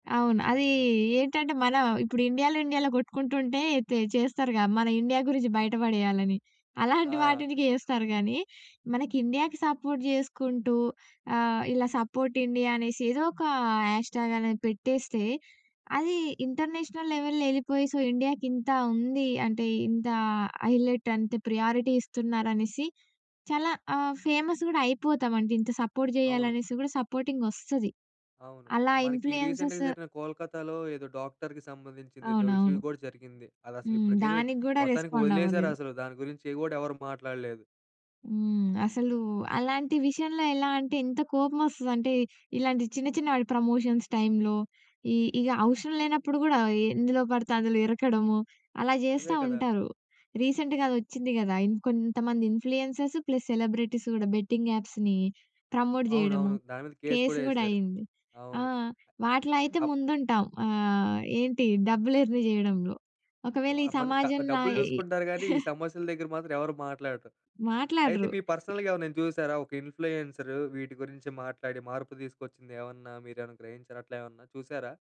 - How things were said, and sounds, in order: in English: "సపోర్ట్"; in English: "సపోర్ట్ ఇండియా"; in English: "హ్యాష్ ట్యాగ్"; in English: "ఇంటర్నేషనల్ లెవెల్‌లో"; in English: "సో"; in English: "హైలైట్"; in English: "ప్రియారిటీ"; in English: "ఫేమస్"; in English: "సపోర్ట్"; in English: "ఇన్‌ఫ్లూయన్సెస్"; in English: "రీసెంట్‌గా"; in English: "డాక్టర్‌కి"; in English: "ఇష్యూ"; in English: "రెస్పాండ్"; in English: "ప్రమోషన్స్ టైంలో"; in English: "రీసెంట్‌గా"; in English: "ఇన్‌ఫ్లుయెన్సర్స్ ప్లస్ సెలబ్రిటీస్"; in English: "బెట్టింగ్ యాప్స్‌ని ప్రమోట్"; in English: "కేస్"; in English: "కేస్"; in English: "ఎర్న్"; chuckle; in English: "పర్సనల్‌గా"; tapping; in English: "ఇన్‌ఫ్లుయెన్సర్"
- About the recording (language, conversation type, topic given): Telugu, podcast, సామాజిక సమస్యలపై ఇన్‌ఫ్లూయెన్సర్లు మాట్లాడినప్పుడు అది ఎంత మేర ప్రభావం చూపుతుంది?